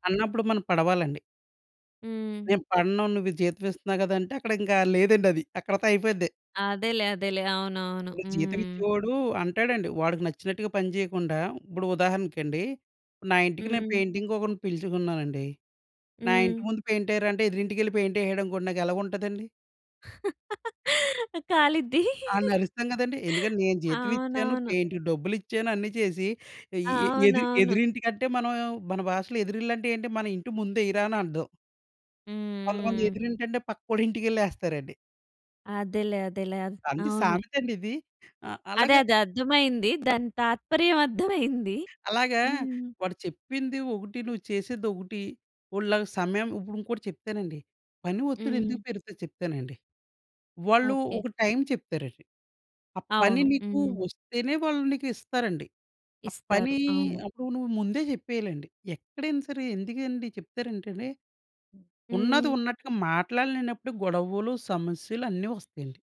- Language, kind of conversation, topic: Telugu, podcast, పని, కుటుంబం, వ్యక్తిగత సమయానికి మీరు ఏ విధంగా ప్రాధాన్యత ఇస్తారు?
- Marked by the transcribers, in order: laughing while speaking: "ఆ! కాలిద్దీ"; in English: "పెయింట్‌కి"; laughing while speaking: "అర్థమైంది"; other background noise